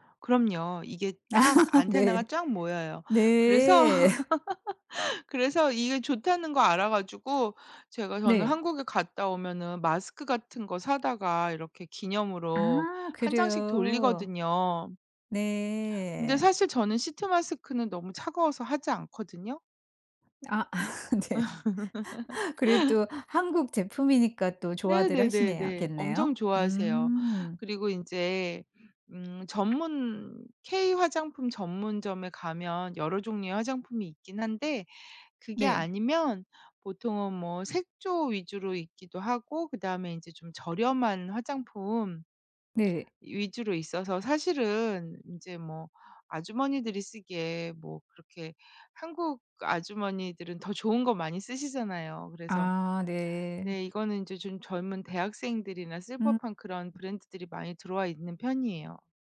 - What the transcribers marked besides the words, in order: laugh; other background noise; laugh; tapping; laugh; laugh; laughing while speaking: "네"; laugh
- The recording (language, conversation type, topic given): Korean, podcast, 현지인들과 친해지게 된 계기 하나를 솔직하게 이야기해 주실래요?